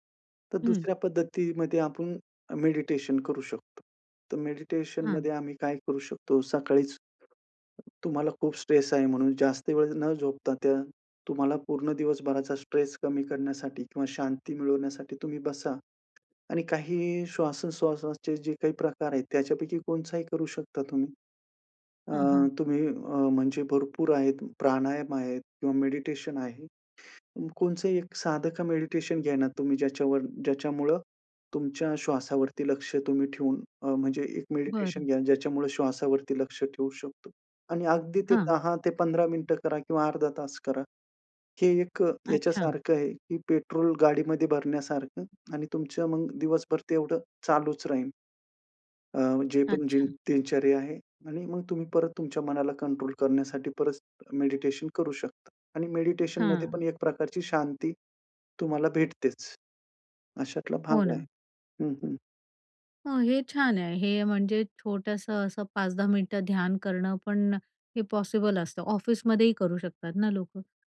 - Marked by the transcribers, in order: other background noise; in English: "स्ट्रेस"; in English: "स्ट्रेस"; in English: "पॉसिबल"
- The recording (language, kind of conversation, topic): Marathi, podcast, एक व्यस्त दिवसभरात तुम्ही थोडी शांतता कशी मिळवता?